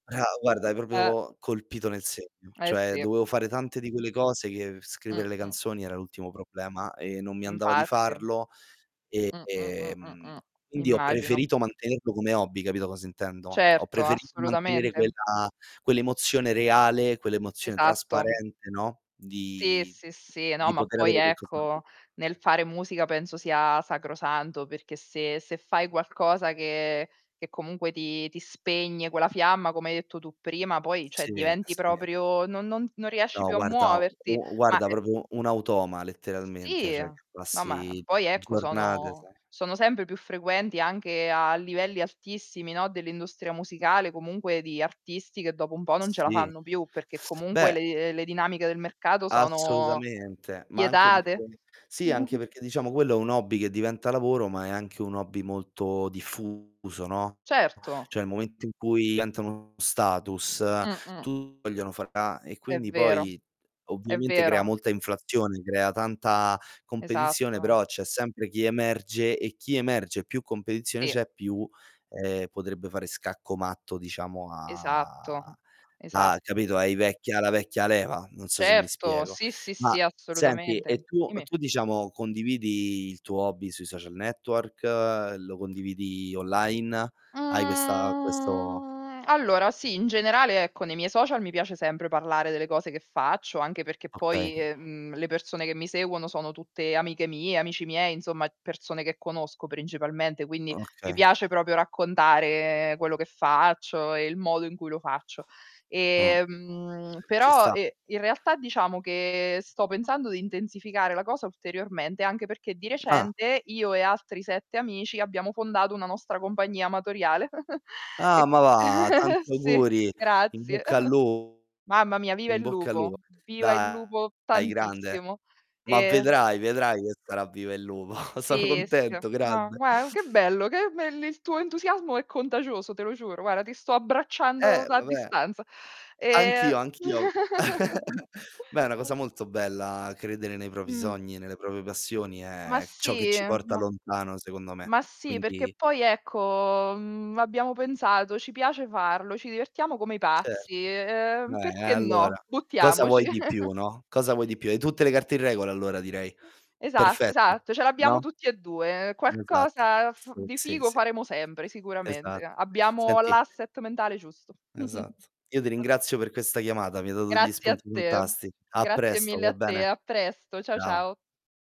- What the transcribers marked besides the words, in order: distorted speech; "proprio" said as "propio"; drawn out: "Ehm"; tapping; unintelligible speech; "cioè" said as "ceh"; static; "proprio" said as "propio"; other background noise; "sempre" said as "sembre"; "comunque" said as "comungue"; "po'" said as "bo"; "spietate" said as "pietate"; chuckle; mechanical hum; in Latin: "status"; unintelligible speech; drawn out: "a"; "Dimmi" said as "immi"; drawn out: "Mhmm"; dog barking; drawn out: "Ehm"; "compagnia" said as "combagnia"; chuckle; laughing while speaking: "Sì"; chuckle; laughing while speaking: "lupo. Sono"; chuckle; giggle; "propri" said as "propi"; "proprie" said as "propie"; chuckle; "sempre" said as "sembre"; in English: "asset"; chuckle; unintelligible speech
- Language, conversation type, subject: Italian, unstructured, In che modo un hobby ti ha aiutato nei momenti difficili?